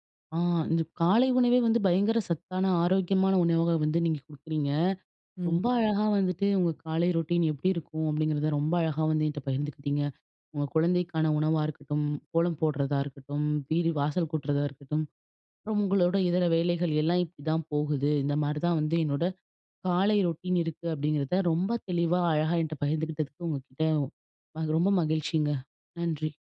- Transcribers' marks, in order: other noise; in English: "ரொட்டீன்"; in English: "ரொட்டீன்"
- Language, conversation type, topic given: Tamil, podcast, காலையில் எழுந்ததும் நீங்கள் முதலில் என்ன செய்வீர்கள்?